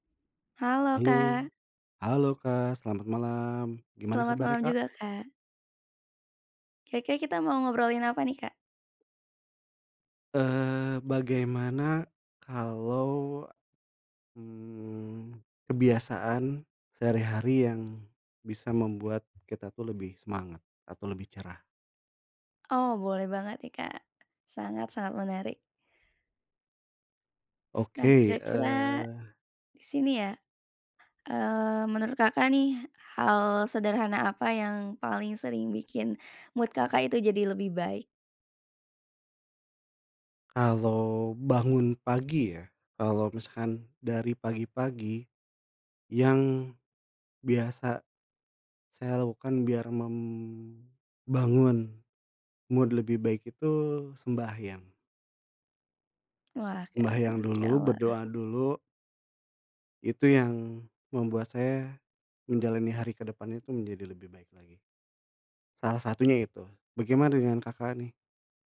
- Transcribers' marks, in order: other background noise; tapping; in English: "mood"; in English: "mood"
- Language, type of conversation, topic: Indonesian, unstructured, Apa hal sederhana yang bisa membuat harimu lebih cerah?